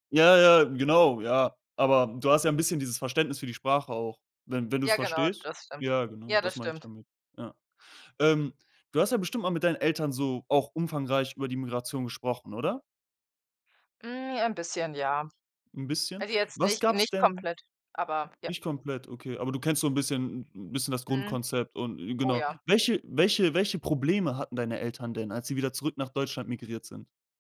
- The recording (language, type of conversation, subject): German, podcast, Welche Rolle hat Migration in deiner Familie gespielt?
- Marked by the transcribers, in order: none